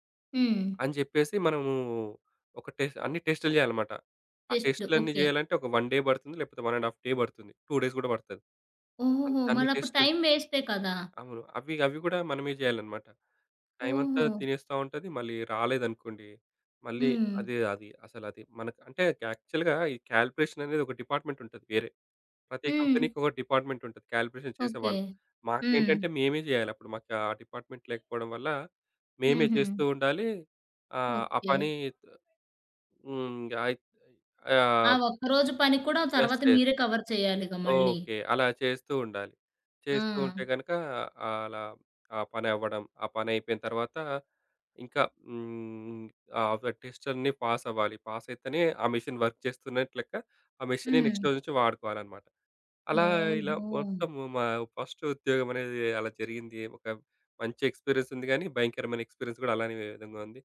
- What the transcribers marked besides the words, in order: other background noise; in English: "వన్ డే"; in English: "వన్ అండ్ హాఫ్ డే"; in English: "టూ డేస్"; tapping; in English: "యాక్చువల్‌గా"; in English: "కాలిక్యులేషన్"; in English: "డిపార్ట్మెంట్"; in English: "కంపెనీకొక డిపార్ట్మెంట్"; in English: "కాలిక్యులేషన్"; in English: "డిపార్ట్మెంట్"; in English: "యెస్. యెస్"; in English: "కవర్"; in English: "పాస్"; in English: "పాస్"; in English: "మిషన్ వర్క్"; in English: "నెక్స్ట్"; in English: "ఫస్ట్"; in English: "ఎక్స్‌పీరియెన్స్"; in English: "ఎక్స్‌పీరియెన్స్"
- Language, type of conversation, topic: Telugu, podcast, మీ మొదటి ఉద్యోగం ఎలా ఎదురైంది?